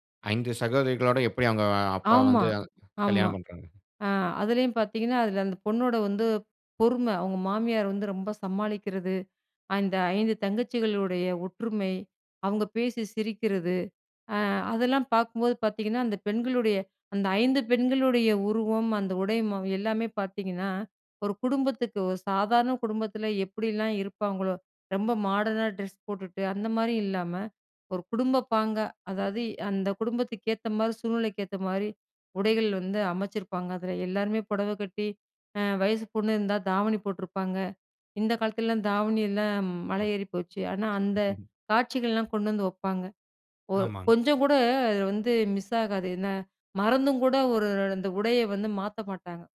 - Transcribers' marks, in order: other background noise; other noise; unintelligible speech
- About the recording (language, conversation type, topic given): Tamil, podcast, நீங்கள் பார்க்கும் தொடர்கள் பெண்களை எப்படிப் பிரதிபலிக்கின்றன?